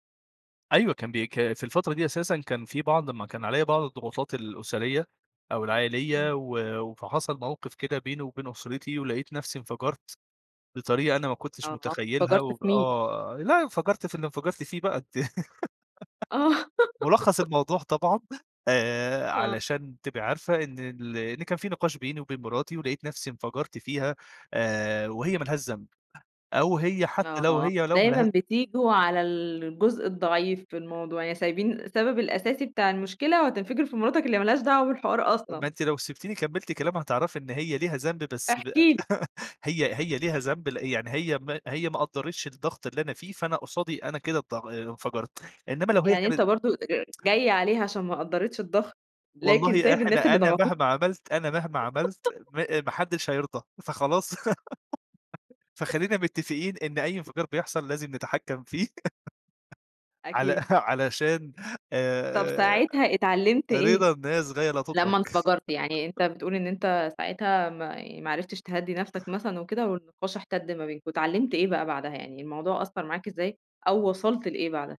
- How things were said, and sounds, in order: laughing while speaking: "أنتِ"; giggle; unintelligible speech; other background noise; laugh; tsk; giggle; chuckle; giggle; tapping; laugh; chuckle; chuckle; chuckle
- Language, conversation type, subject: Arabic, podcast, إزاي بتحافظ على هدوءك وقت الضغوط الكبيرة؟